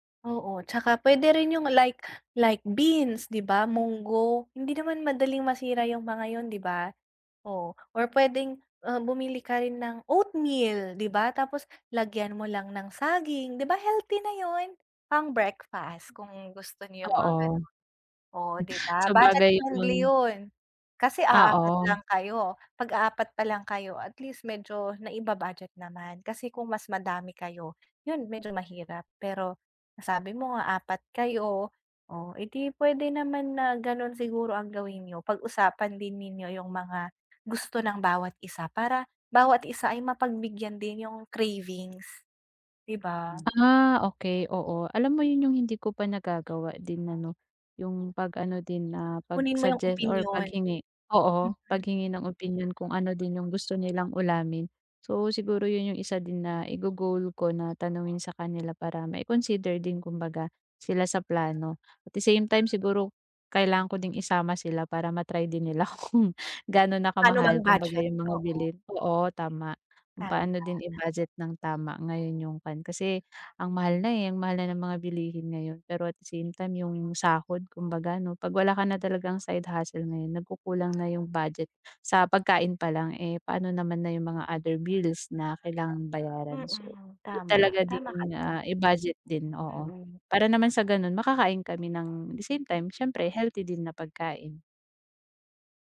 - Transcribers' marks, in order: other background noise; tapping; other animal sound; laughing while speaking: "kung"
- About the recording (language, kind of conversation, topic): Filipino, advice, Paano ako makakapagbadyet para sa masustansiyang pagkain bawat linggo?